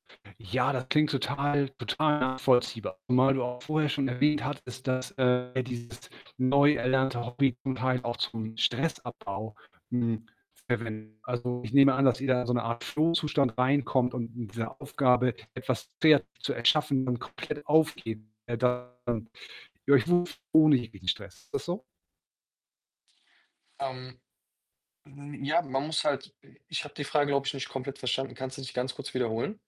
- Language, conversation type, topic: German, podcast, Wie findest du heraus, ob ein neues Hobby zu dir passt?
- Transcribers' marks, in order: static; distorted speech; other background noise; unintelligible speech; unintelligible speech